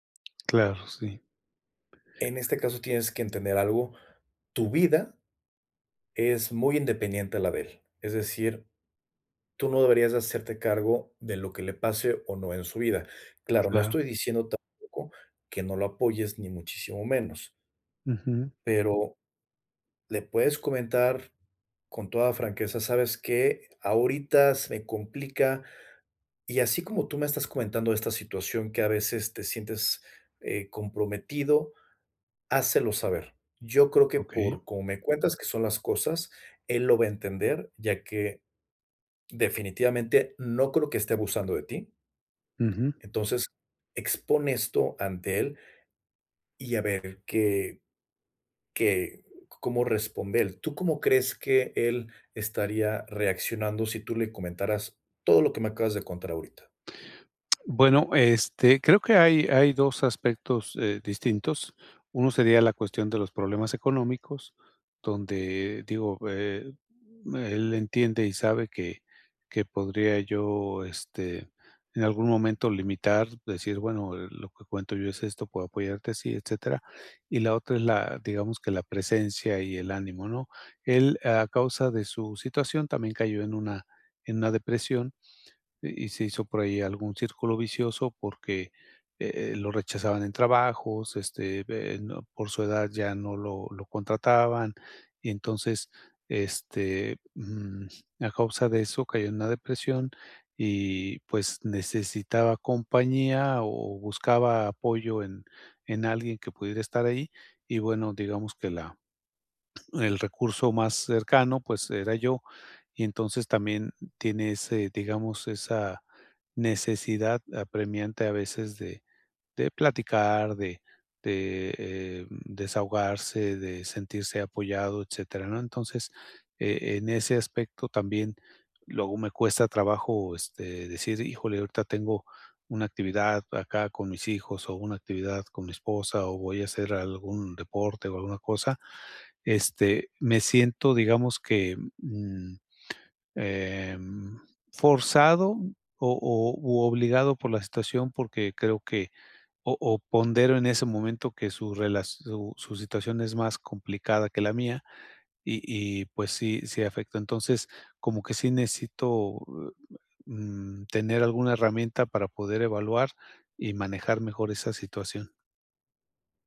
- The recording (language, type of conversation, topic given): Spanish, advice, ¿Cómo puedo equilibrar el apoyo a los demás con mis necesidades personales?
- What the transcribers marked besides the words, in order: unintelligible speech; tapping; lip smack; other background noise